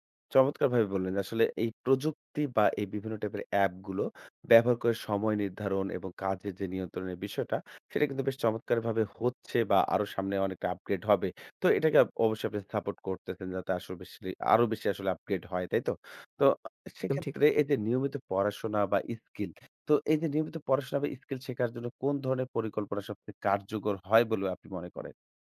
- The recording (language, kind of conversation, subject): Bengali, podcast, নিয়মিত শৃঙ্খলা বজায় রাখতে আপনি কী কী পরামর্শ দেবেন?
- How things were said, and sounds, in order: none